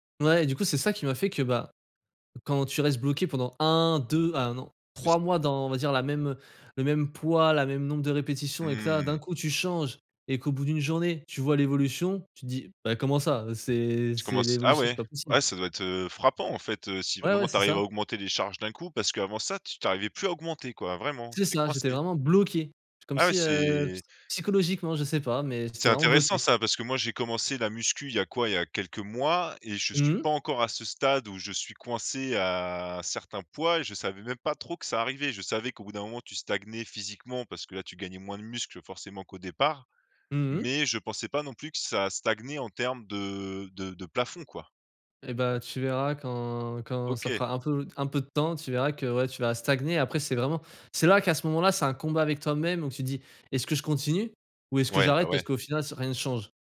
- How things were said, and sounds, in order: stressed: "changes"; stressed: "bloqué"; drawn out: "c'est"; "musculation" said as "muscu"; drawn out: "à"; drawn out: "de"
- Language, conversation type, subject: French, podcast, As-tu des rituels du soir pour mieux dormir ?